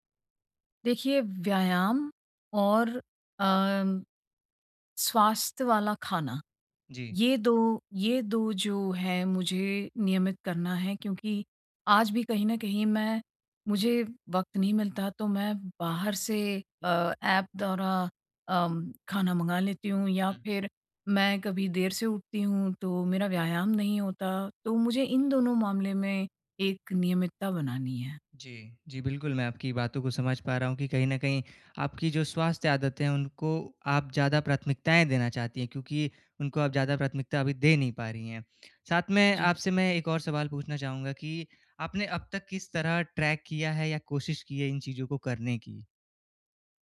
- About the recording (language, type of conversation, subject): Hindi, advice, जब मैं व्यस्त रहूँ, तो छोटी-छोटी स्वास्थ्य आदतों को रोज़ नियमित कैसे बनाए रखूँ?
- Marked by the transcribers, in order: in English: "ट्रैक"